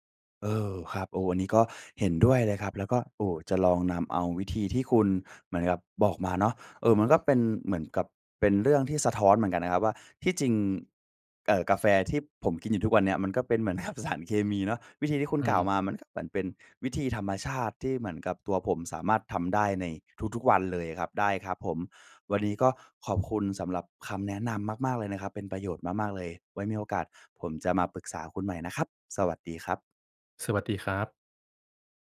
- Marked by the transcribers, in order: laughing while speaking: "กับ"; tapping
- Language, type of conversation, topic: Thai, advice, คุณติดกาแฟและตื่นยากเมื่อขาดคาเฟอีน ควรปรับอย่างไร?